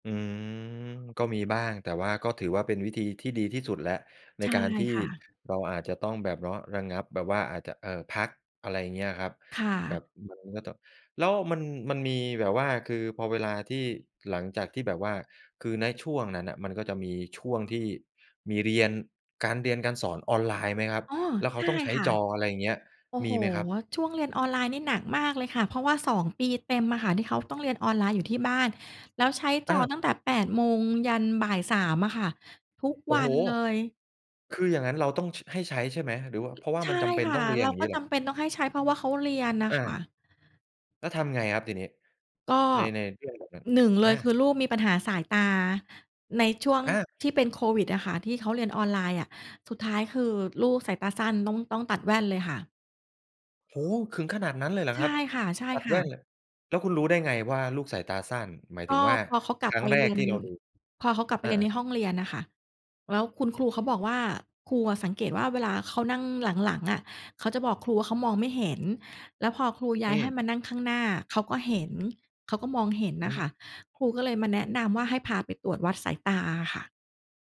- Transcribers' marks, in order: tapping
- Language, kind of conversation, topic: Thai, podcast, จะจัดการเวลาใช้หน้าจอของเด็กให้สมดุลได้อย่างไร?